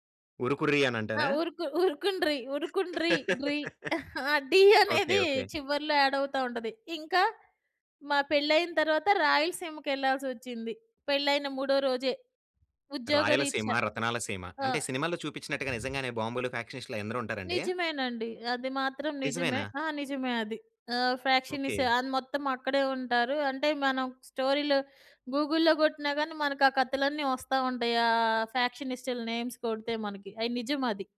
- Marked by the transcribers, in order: laugh; chuckle; in English: "గూగుల్‌లో"; in English: "నేమ్స్"
- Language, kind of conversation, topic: Telugu, podcast, మీరు కొత్త చోటికి వెళ్లిన తర్వాత అక్కడి సంస్కృతికి ఎలా అలవాటు పడ్డారు?